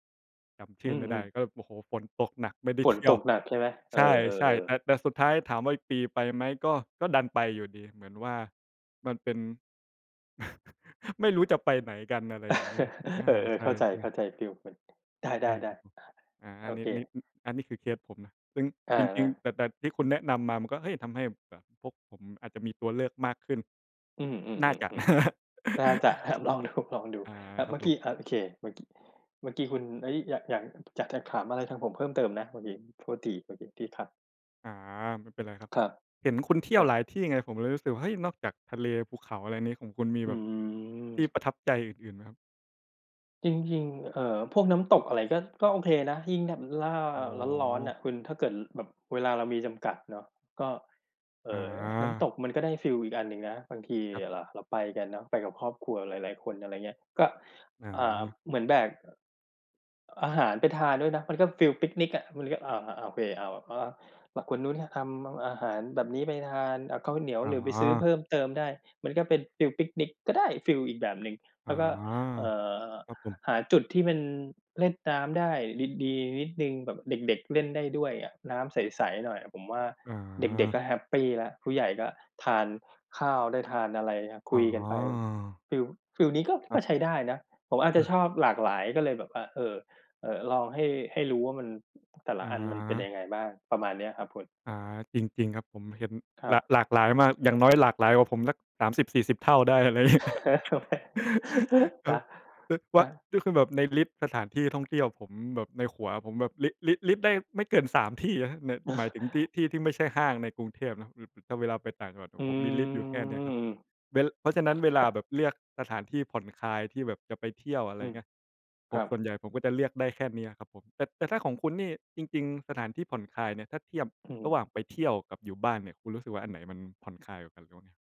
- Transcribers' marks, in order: chuckle; other noise; laughing while speaking: "ครับ ลองดู"; laughing while speaking: "นะ"; chuckle; other background noise; chuckle; unintelligible speech; chuckle; laughing while speaking: "งี้"; chuckle; chuckle; unintelligible speech; drawn out: "อืม"; unintelligible speech
- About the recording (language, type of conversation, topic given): Thai, unstructured, สถานที่ที่ทำให้คุณรู้สึกผ่อนคลายที่สุดคือที่ไหน?